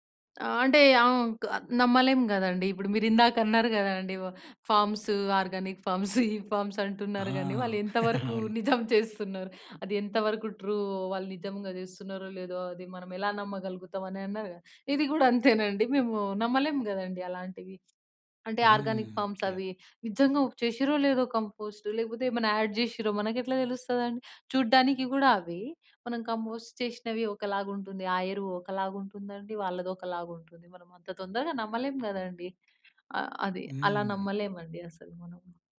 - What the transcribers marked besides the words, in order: in English: "ఫార్మ్స్, ఆర్గానిక్ ఫార్మ్స్"; laughing while speaking: "ఈ ఫార్మ్స్ అంటున్నారు గానీ వాళ్ళు"; in English: "ఫార్మ్స్"; chuckle; in English: "ట్రూ"; in English: "ఆర్గానిక్ ఫామ్స్"; in English: "కంపోస్ట్"; in English: "యాడ్"; in English: "కంపోస్ట్"
- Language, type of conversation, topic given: Telugu, podcast, ఇంట్లో కంపోస్ట్ చేయడం ఎలా మొదలు పెట్టాలి?